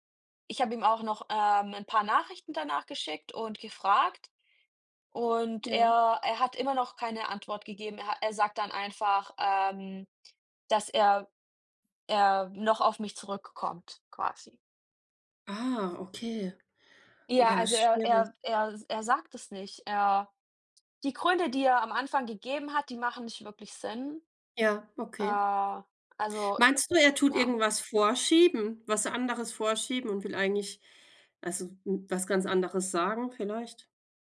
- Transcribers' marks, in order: none
- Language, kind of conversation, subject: German, unstructured, Was fasziniert dich am meisten an Träumen, die sich so real anfühlen?